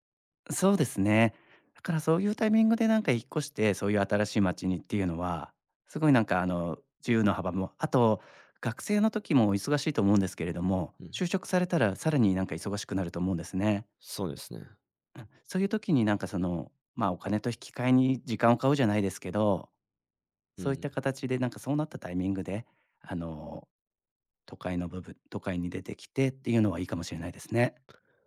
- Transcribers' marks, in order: none
- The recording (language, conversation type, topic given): Japanese, advice, 引っ越して新しい街で暮らすべきか迷っている理由は何ですか？